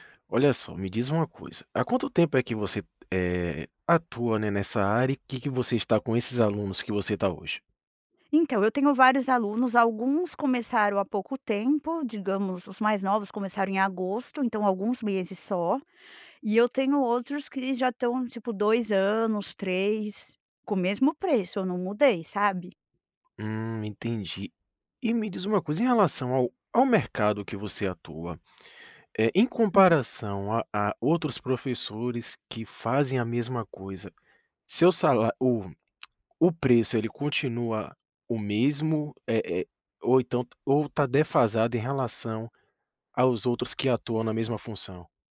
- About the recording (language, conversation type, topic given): Portuguese, advice, Como posso pedir um aumento de salário?
- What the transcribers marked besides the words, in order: tapping